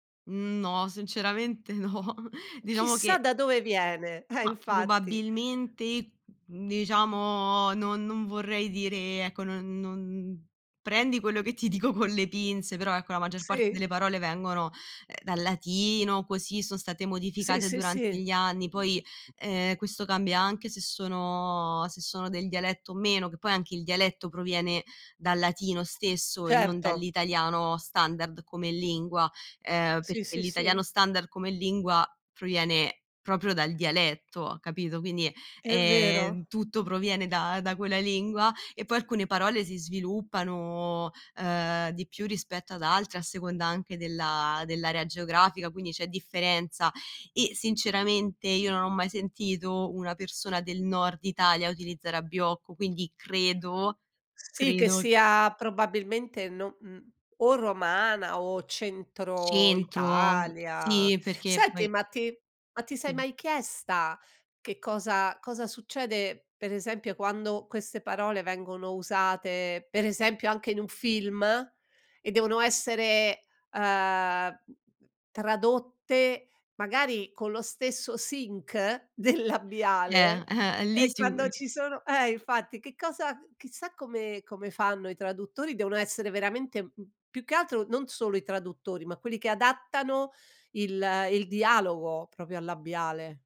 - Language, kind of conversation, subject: Italian, podcast, Ci sono parole della tua lingua che non si possono tradurre?
- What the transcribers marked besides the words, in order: laughing while speaking: "no"; other background noise; other noise; drawn out: "sono"; drawn out: "ehm"; in English: "sync"; laughing while speaking: "del labiale"; chuckle; "proprio" said as "propio"